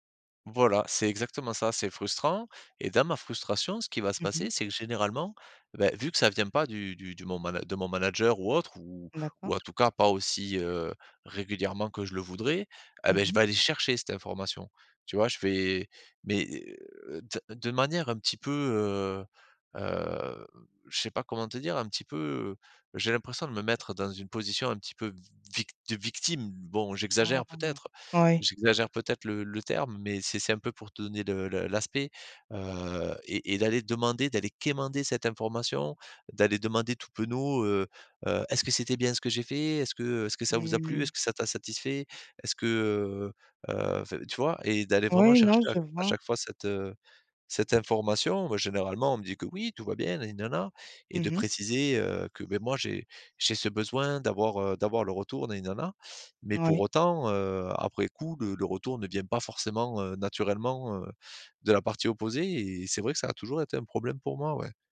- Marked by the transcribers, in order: put-on voice: "Est-ce que c'était bien ce … que, heu, heu"
- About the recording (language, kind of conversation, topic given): French, advice, Comment demander un retour honnête après une évaluation annuelle ?